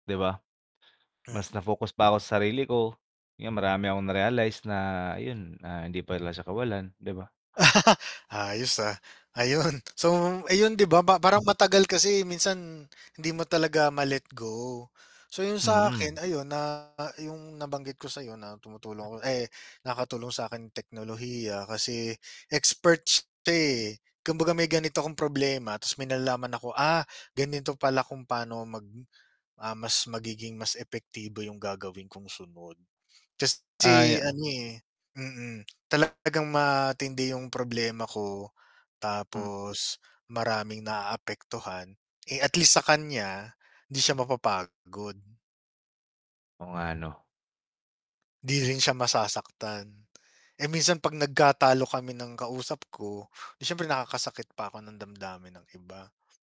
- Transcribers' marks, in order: static; tapping; chuckle; laughing while speaking: "ayun"; wind; distorted speech
- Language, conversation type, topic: Filipino, unstructured, Ano ang masasabi mo sa mga taong nagsasabing, “Magpatuloy ka na lang”?